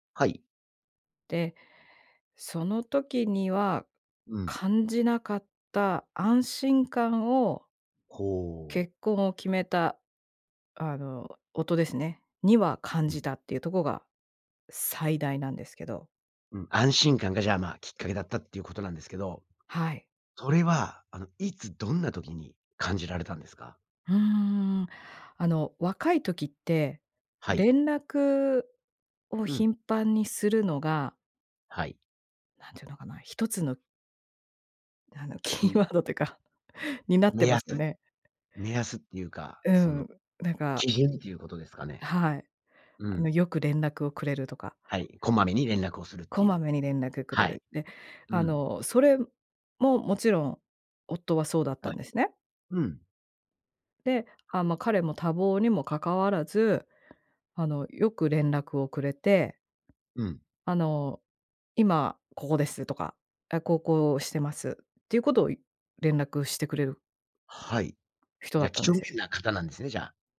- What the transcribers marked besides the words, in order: tapping; laughing while speaking: "キーワードというか"; other background noise
- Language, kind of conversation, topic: Japanese, podcast, 結婚や同棲を決めるとき、何を基準に判断しましたか？